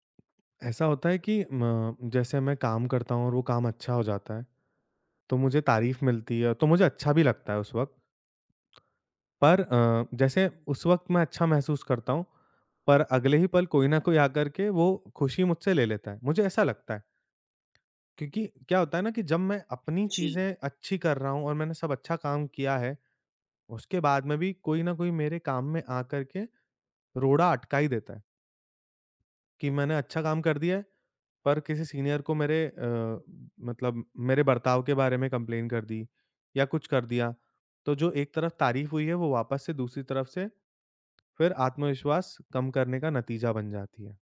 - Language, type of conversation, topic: Hindi, advice, आप अपनी उपलब्धियों को कम आँककर खुद पर शक क्यों करते हैं?
- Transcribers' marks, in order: lip smack; in English: "सीनियर"; in English: "कंप्लेन"